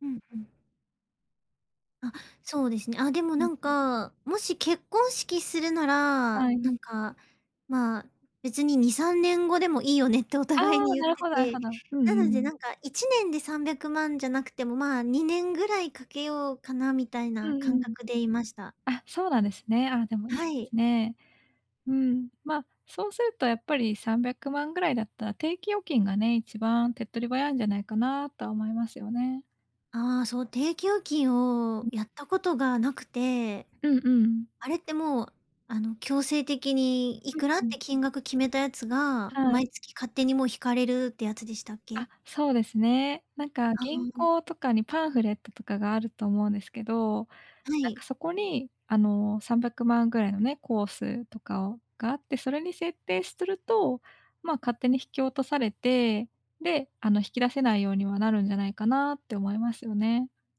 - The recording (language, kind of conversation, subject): Japanese, advice, パートナーとお金の話をどう始めればよいですか？
- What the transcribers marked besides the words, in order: none